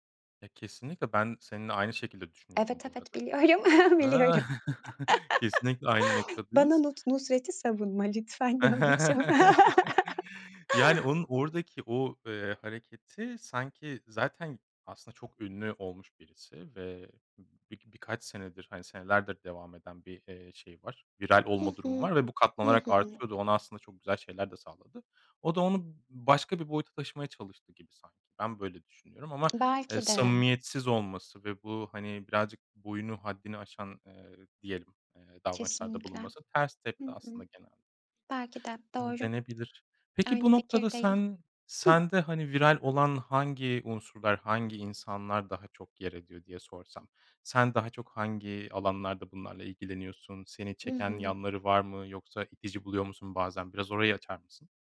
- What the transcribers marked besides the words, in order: laughing while speaking: "Biliyorum, biliyorum"; chuckle; chuckle; other background noise
- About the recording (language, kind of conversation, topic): Turkish, podcast, Viral olmak şans işi mi, yoksa stratejiyle planlanabilir mi?